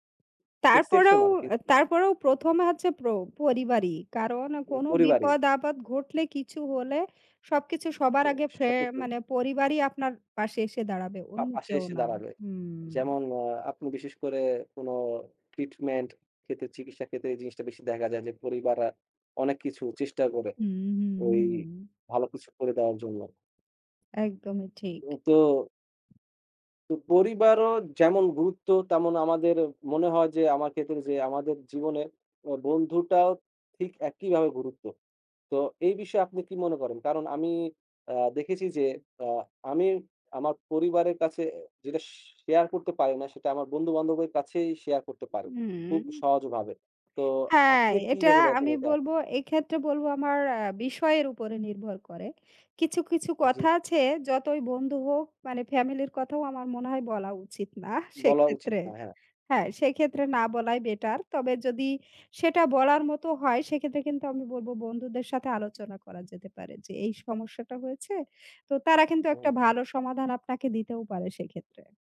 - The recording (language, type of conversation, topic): Bengali, unstructured, পরিবারে ভুল বোঝাবুঝি হলে তা কীভাবে মিটিয়ে নেওয়া যায়?
- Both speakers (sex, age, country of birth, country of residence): female, 35-39, Bangladesh, Bangladesh; male, 20-24, Bangladesh, Bangladesh
- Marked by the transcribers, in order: other background noise; tapping